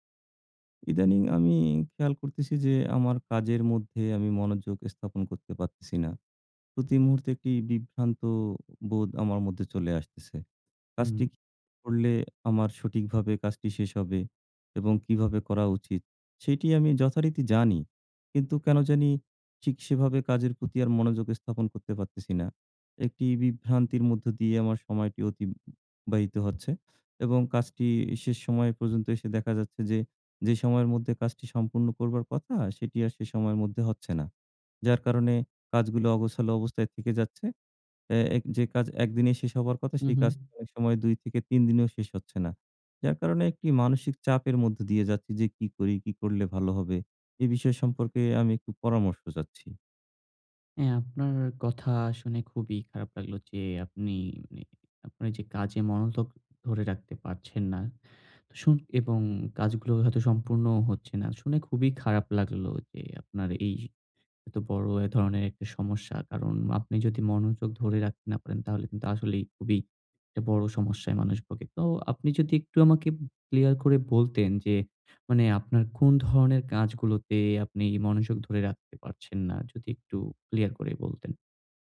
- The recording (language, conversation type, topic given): Bengali, advice, কাজের সময় মনোযোগ ধরে রাখতে আপনার কি বারবার বিভ্রান্তি হয়?
- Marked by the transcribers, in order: "কাজটি" said as "কাজটিক"; tapping; "অতিবাহিত" said as "অতিববাহিত"; "মনোযোগ" said as "মনোতক"; wind